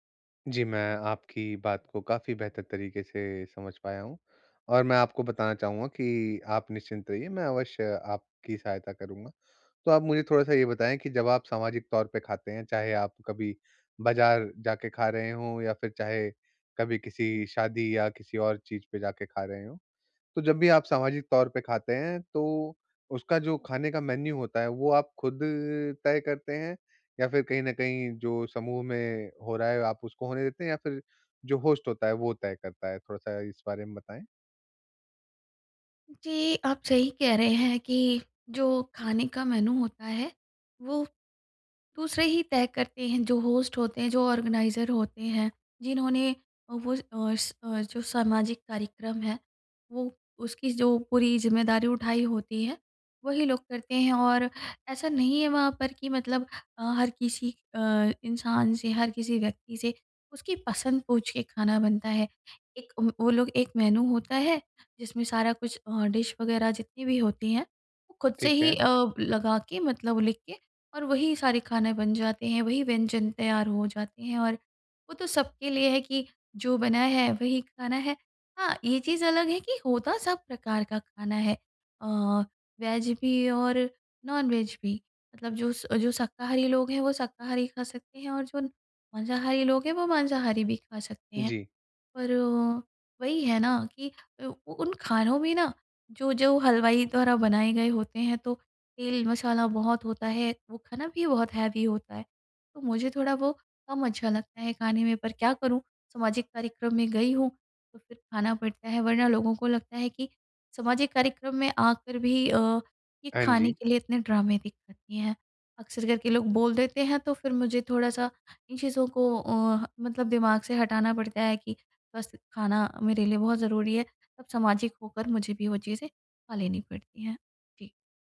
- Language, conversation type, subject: Hindi, advice, मैं सामाजिक आयोजनों में स्वस्थ और संतुलित भोजन विकल्प कैसे चुनूँ?
- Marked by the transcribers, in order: in English: "मेन्यू"; in English: "होस्ट"; in English: "मेन्यू"; in English: "होस्ट"; in English: "ऑर्गेनाइज़र"; in English: "मेन्यू"; in English: "डिश"; in English: "वेज"; in English: "नॉनवेज"; in English: "हैवी"